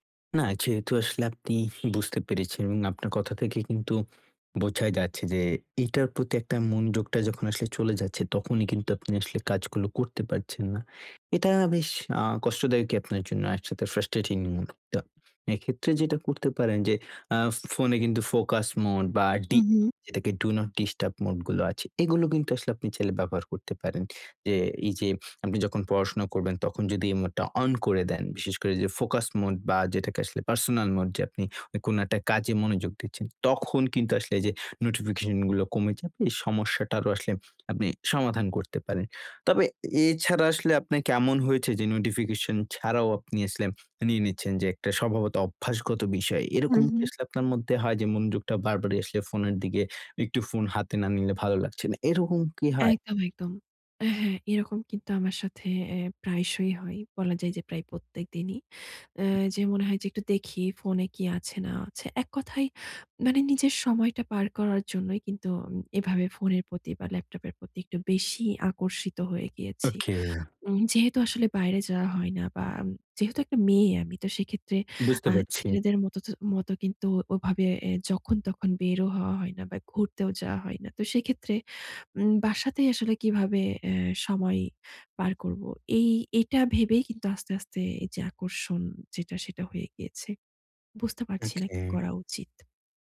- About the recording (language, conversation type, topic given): Bengali, advice, সোশ্যাল মিডিয়ার ব্যবহার সীমিত করে আমি কীভাবে মনোযোগ ফিরিয়ে আনতে পারি?
- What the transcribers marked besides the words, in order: horn; in English: "ফ্রাস্ট্রেটিং"; in English: "ফোকাস মোড"; in English: "ডু নট ডিস্টার্ব মোড"; in English: "ফোকাস মোড"; in English: "পার্সোনাল মোড"